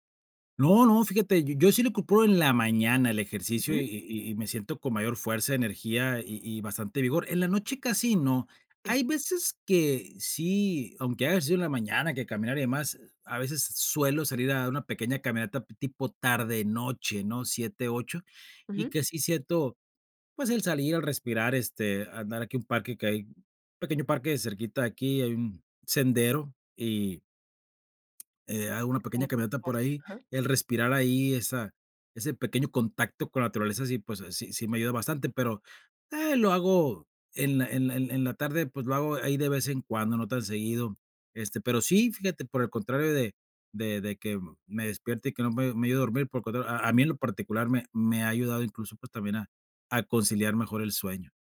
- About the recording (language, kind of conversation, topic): Spanish, podcast, ¿Qué hábitos te ayudan a dormir mejor por la noche?
- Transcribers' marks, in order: other background noise; unintelligible speech